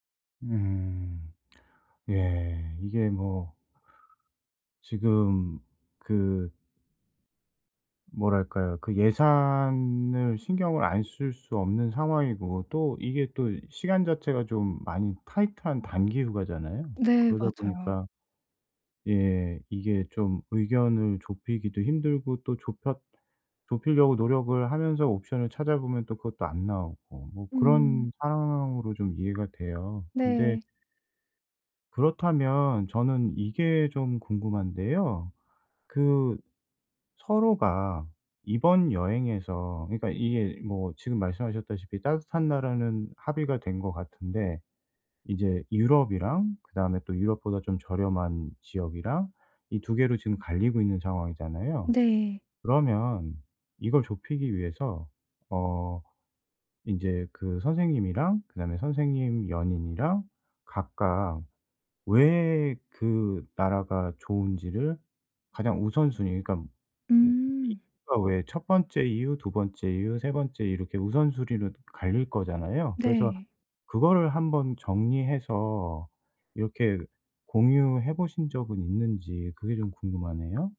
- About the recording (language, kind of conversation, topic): Korean, advice, 짧은 휴가로도 충분히 만족하려면 어떻게 계획하고 우선순위를 정해야 하나요?
- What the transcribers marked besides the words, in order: tapping; other background noise